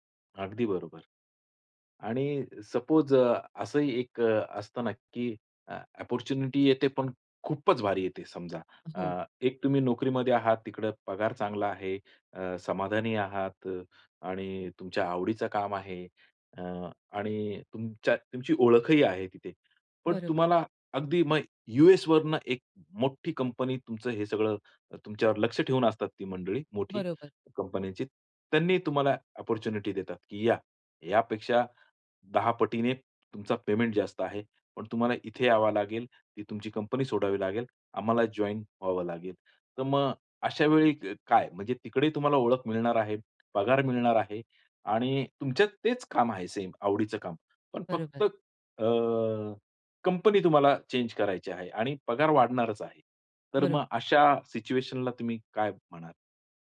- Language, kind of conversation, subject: Marathi, podcast, काम म्हणजे तुमच्यासाठी फक्त पगार आहे की तुमची ओळखही आहे?
- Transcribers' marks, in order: in English: "सपोज"; in English: "अपॉर्च्युनिटी"; in English: "अपॉर्च्युनिटी"